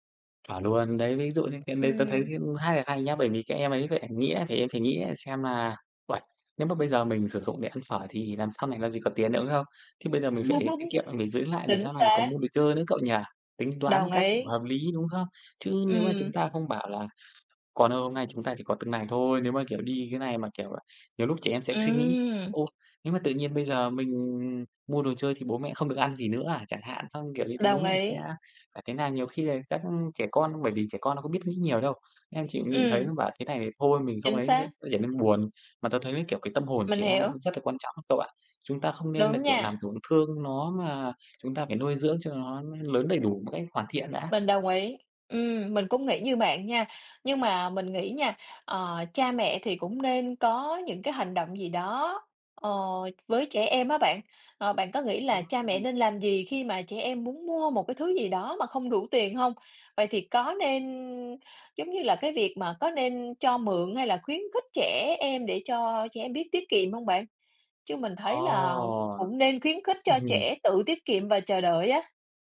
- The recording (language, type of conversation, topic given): Vietnamese, unstructured, Làm thế nào để dạy trẻ về tiền bạc?
- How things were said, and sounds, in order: tapping; chuckle; other background noise; unintelligible speech; drawn out: "Ồ!"